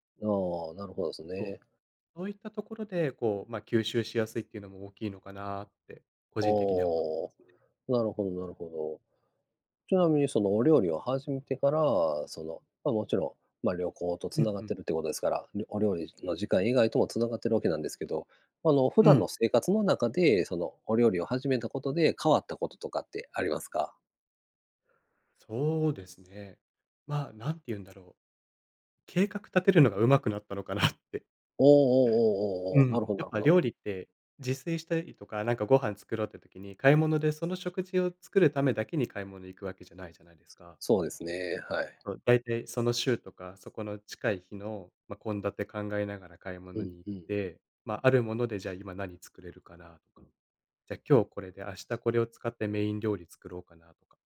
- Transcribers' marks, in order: laughing while speaking: "のかなって"
- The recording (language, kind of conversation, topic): Japanese, unstructured, 最近ハマっていることはありますか？